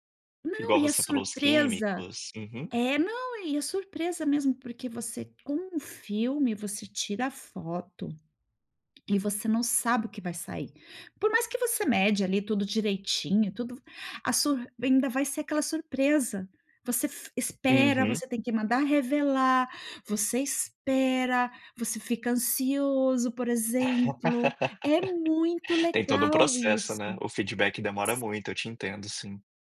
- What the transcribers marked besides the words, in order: laugh
- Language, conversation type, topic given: Portuguese, podcast, Como a fotografia mudou o jeito que você vê o mundo?